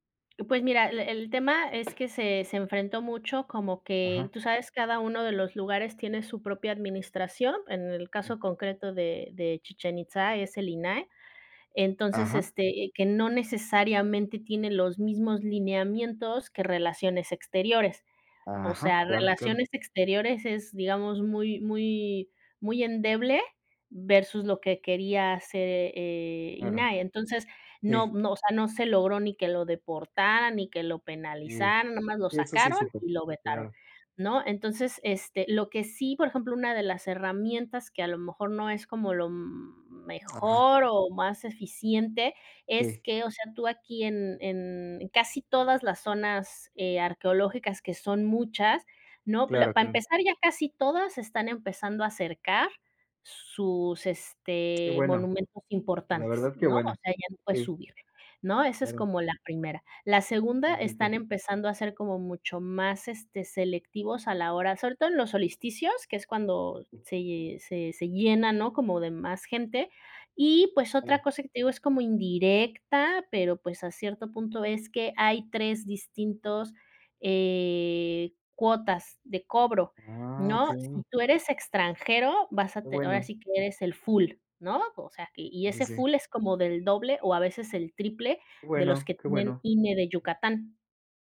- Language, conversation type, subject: Spanish, unstructured, ¿qué opinas de los turistas que no respetan las culturas locales?
- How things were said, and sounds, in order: tapping; other background noise; "solsticios" said as "solisticios"